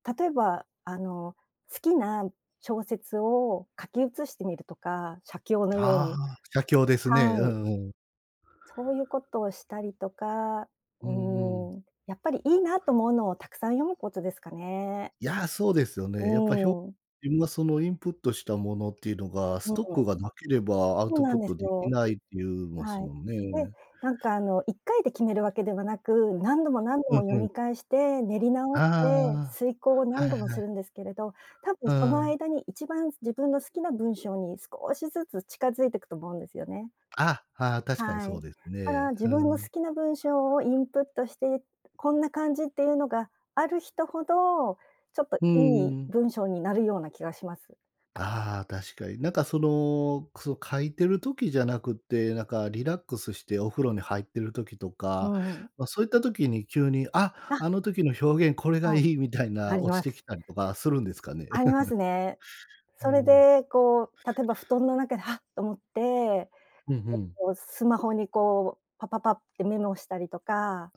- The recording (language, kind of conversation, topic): Japanese, podcast, 仕事で一番やりがいを感じるのは、どんな瞬間ですか？
- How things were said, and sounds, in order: none